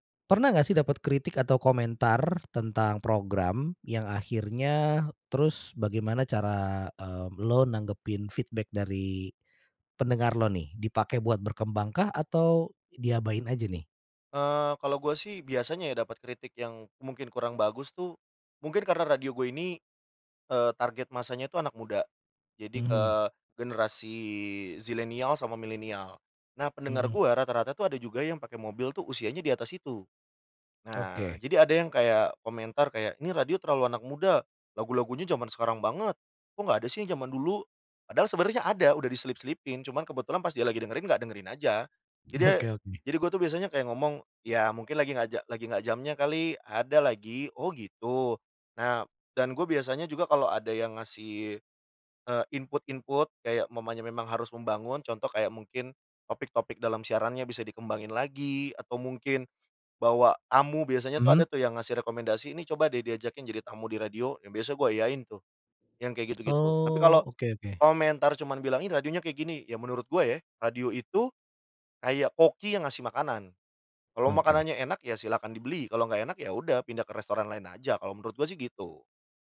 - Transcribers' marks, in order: in English: "feedback"
- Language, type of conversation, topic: Indonesian, podcast, Bagaimana kamu menemukan suara atau gaya kreatifmu sendiri?